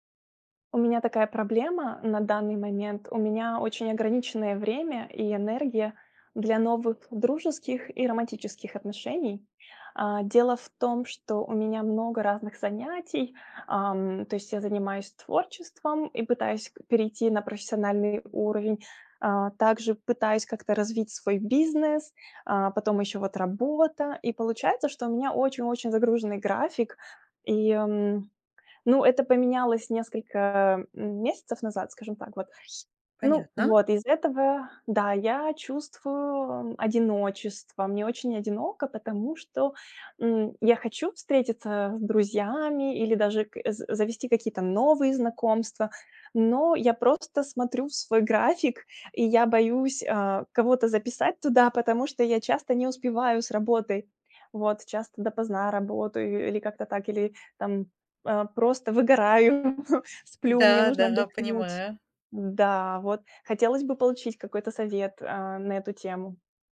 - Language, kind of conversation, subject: Russian, advice, Как заводить новые знакомства и развивать отношения, если у меня мало времени и энергии?
- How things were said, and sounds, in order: laughing while speaking: "выгораю"